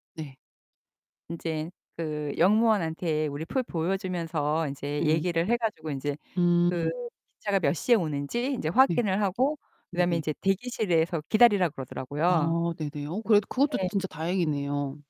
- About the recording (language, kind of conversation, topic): Korean, podcast, 여행 중 예상치 못한 사고를 겪어 본 적이 있으신가요?
- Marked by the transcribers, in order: distorted speech; other background noise; tapping